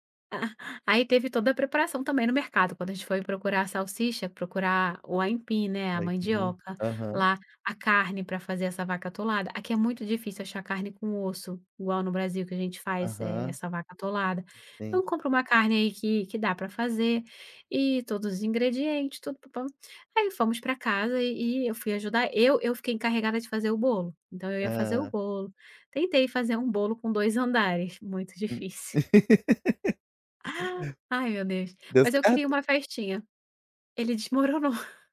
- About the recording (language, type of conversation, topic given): Portuguese, podcast, Como a comida ajuda a reunir as pessoas numa celebração?
- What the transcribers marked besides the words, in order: chuckle; other noise; laugh